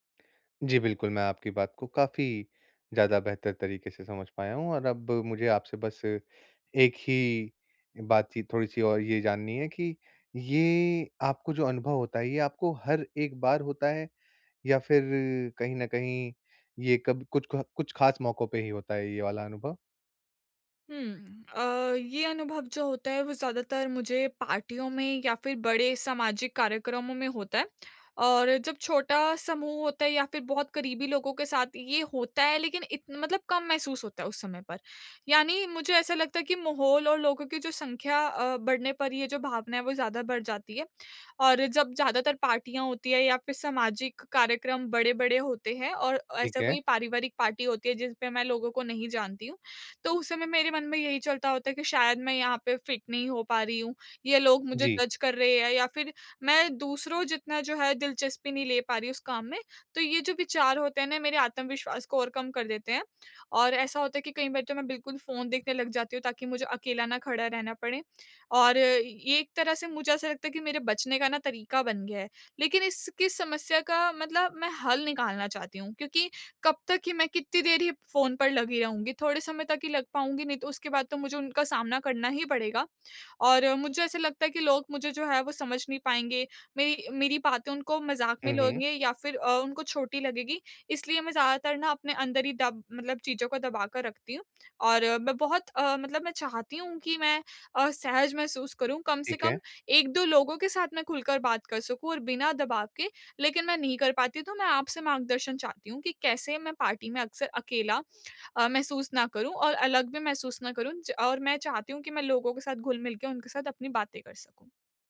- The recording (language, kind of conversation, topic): Hindi, advice, पार्टी में मैं अक्सर अकेला/अकेली और अलग-थलग क्यों महसूस करता/करती हूँ?
- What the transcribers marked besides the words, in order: in English: "पार्टी"; in English: "फिट"; in English: "जज़"; in English: "पार्टी"